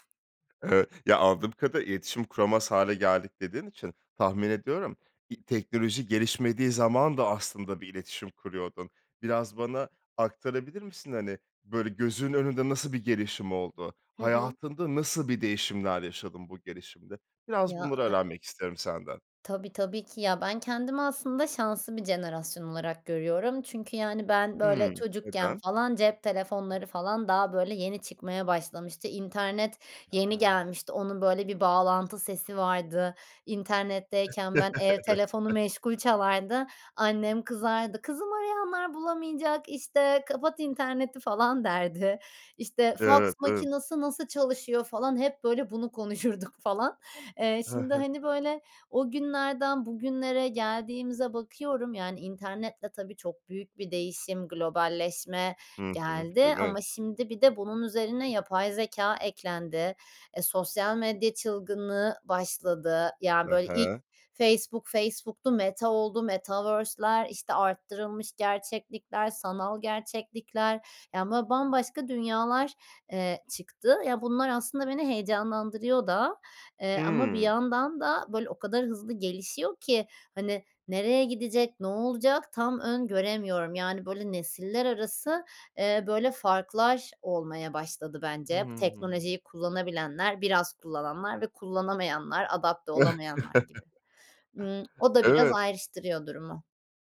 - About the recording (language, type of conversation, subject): Turkish, podcast, Teknoloji iletişimimizi nasıl etkiliyor sence?
- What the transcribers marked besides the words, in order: tapping; chuckle; laughing while speaking: "Evet"; put-on voice: "Kızım, arayanlar bulamayacak, işte, kapat interneti"; laughing while speaking: "konuşurduk, falan"; in English: "Metaverse'ler"; chuckle; lip smack